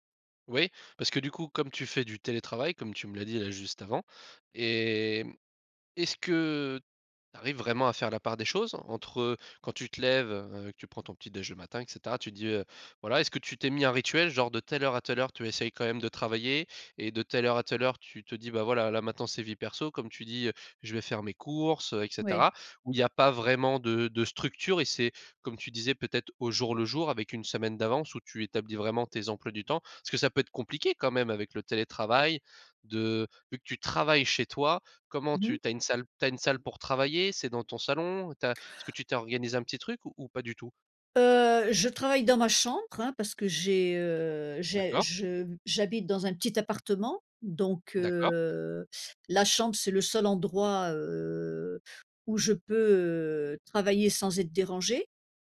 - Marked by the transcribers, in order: none
- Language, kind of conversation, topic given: French, podcast, Comment trouvez-vous l’équilibre entre le travail et la vie personnelle ?